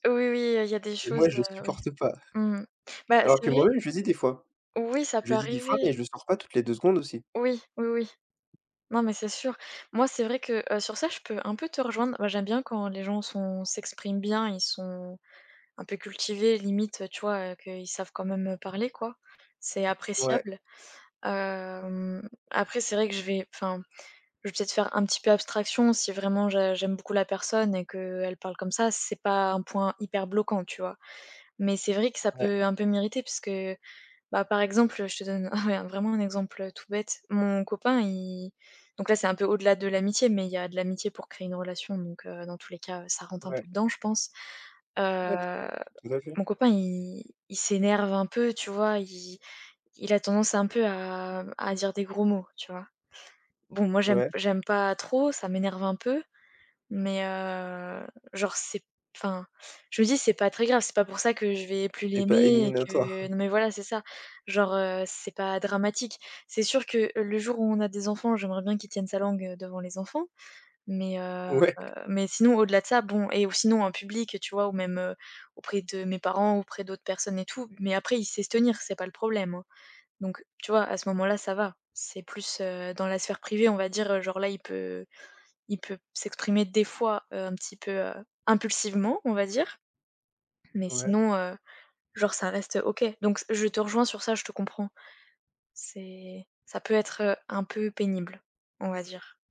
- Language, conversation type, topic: French, unstructured, Quelle qualité apprécies-tu le plus chez tes amis ?
- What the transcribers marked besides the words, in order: tapping; unintelligible speech; chuckle; laughing while speaking: "Ouais"